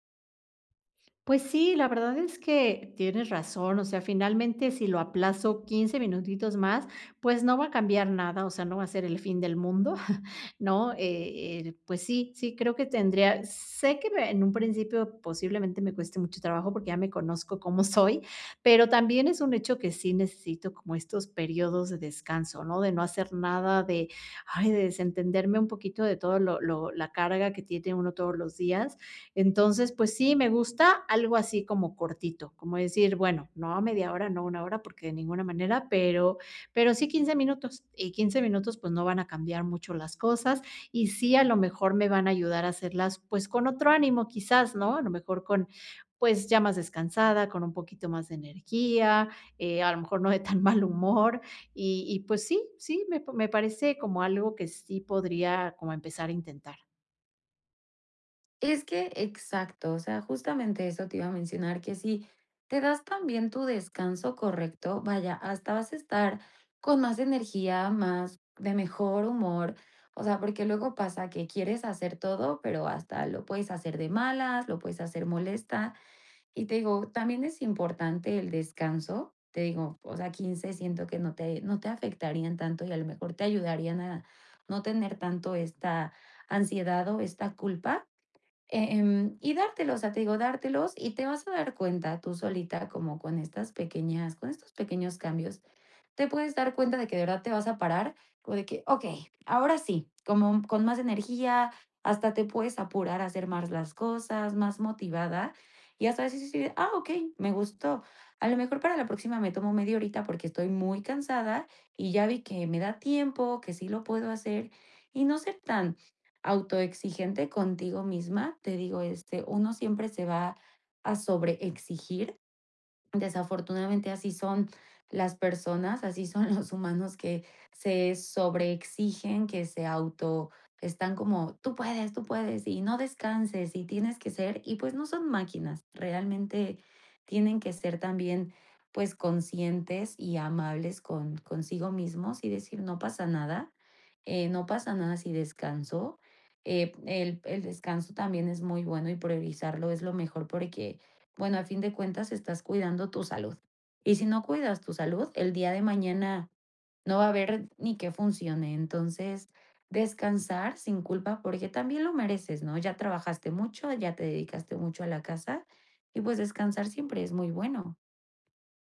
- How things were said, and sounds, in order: other background noise; chuckle; chuckle; laughing while speaking: "tan mal"; anticipating: "Okey, ahora sí"; chuckle
- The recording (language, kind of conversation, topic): Spanish, advice, ¿Cómo puedo priorizar el descanso sin sentirme culpable?